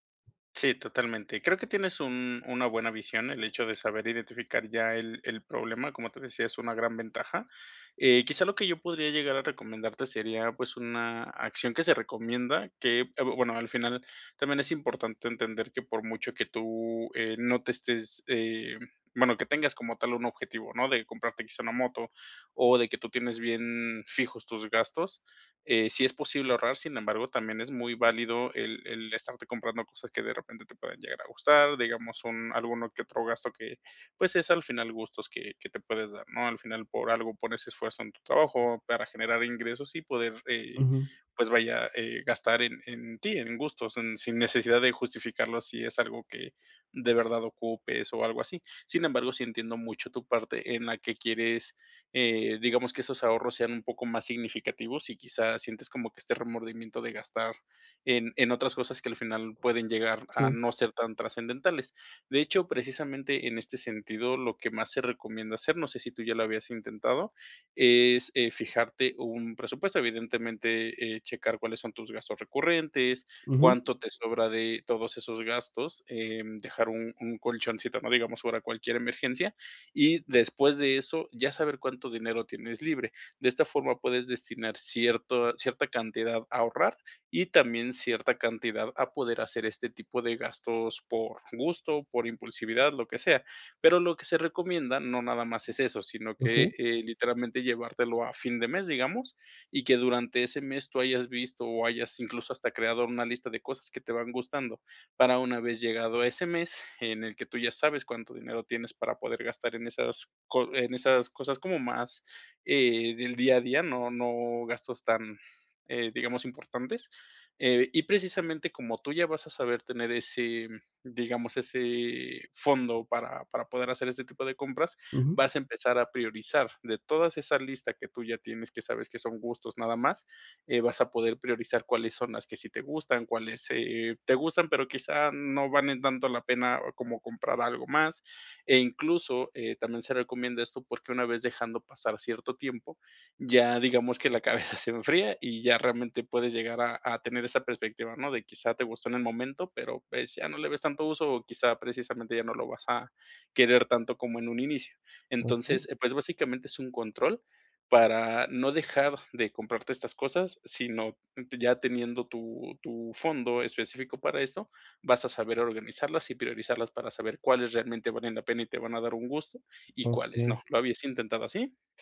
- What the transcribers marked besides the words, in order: other noise; chuckle
- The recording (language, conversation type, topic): Spanish, advice, ¿Cómo puedo evitar las compras impulsivas y ahorrar mejor?